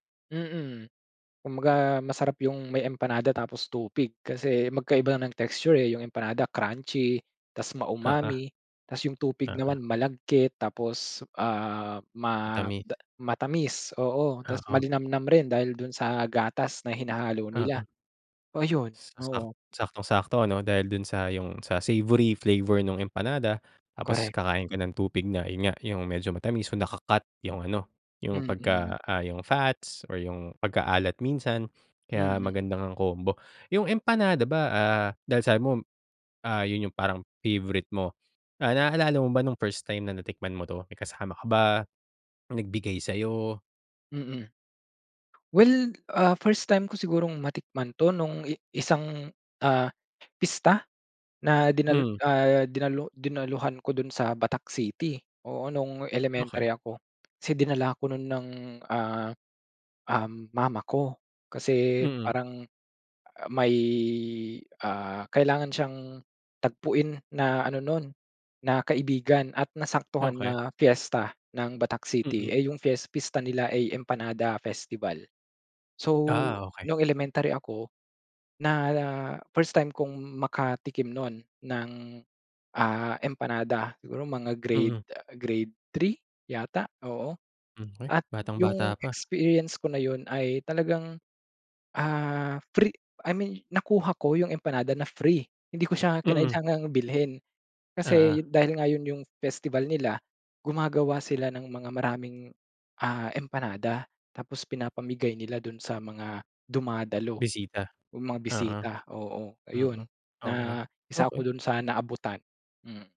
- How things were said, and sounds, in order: other background noise; in English: "texture"; in English: "savory flavor"; drawn out: "may"
- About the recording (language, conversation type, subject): Filipino, podcast, Anong lokal na pagkain ang hindi mo malilimutan, at bakit?